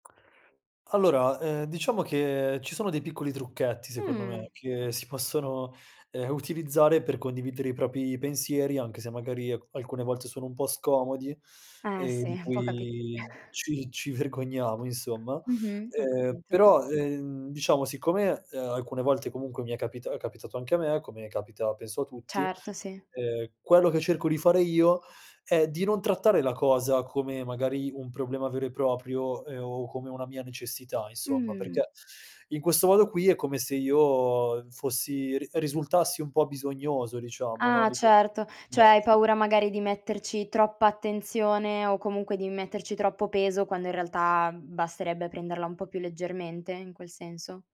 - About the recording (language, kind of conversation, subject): Italian, podcast, Come posso parlare dei miei bisogni senza vergognarmi?
- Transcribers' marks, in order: other background noise; "Cioè" said as "ceh"